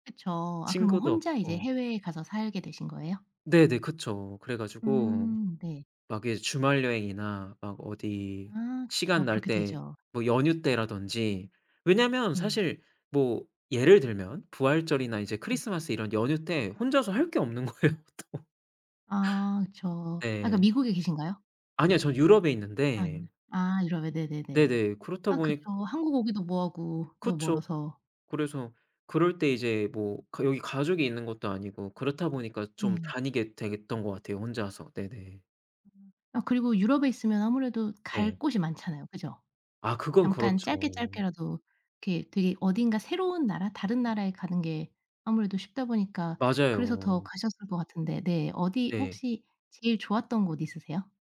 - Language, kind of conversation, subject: Korean, podcast, 혼자 여행을 떠나 본 경험이 있으신가요?
- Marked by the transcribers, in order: other background noise; laughing while speaking: "없는 거예요. 또"; tapping